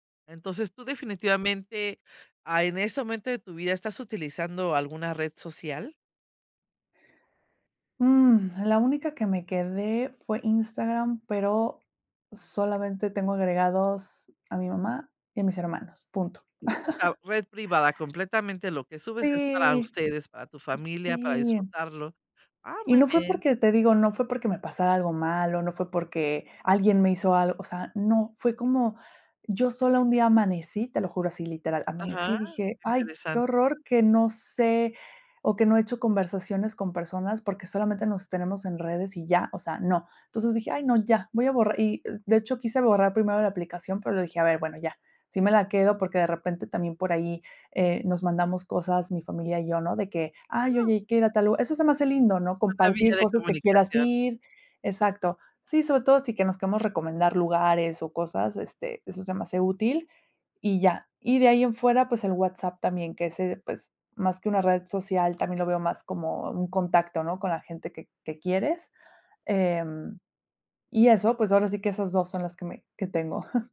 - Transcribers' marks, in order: chuckle; unintelligible speech; chuckle
- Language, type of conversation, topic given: Spanish, podcast, ¿Qué límites estableces entre tu vida personal y tu vida profesional en redes sociales?